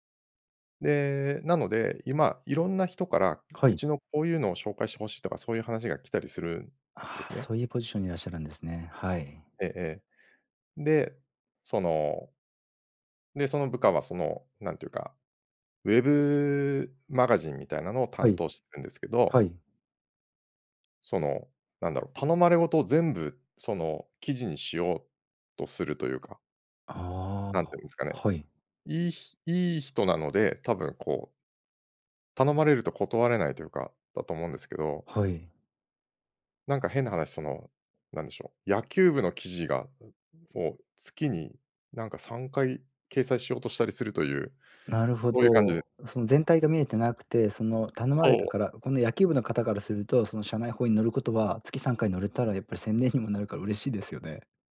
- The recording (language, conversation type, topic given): Japanese, advice, 仕事で同僚に改善点のフィードバックをどのように伝えればよいですか？
- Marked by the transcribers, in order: other noise